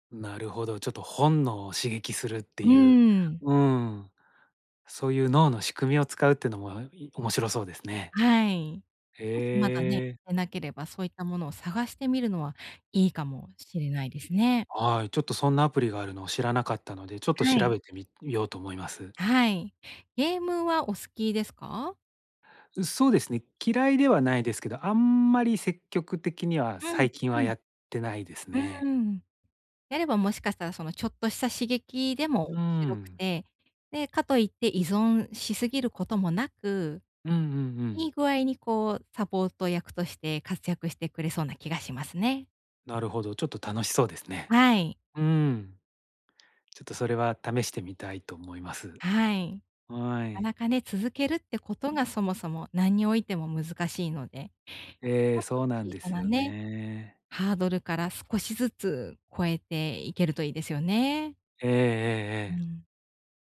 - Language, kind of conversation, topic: Japanese, advice, モチベーションを取り戻して、また続けるにはどうすればいいですか？
- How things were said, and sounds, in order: tapping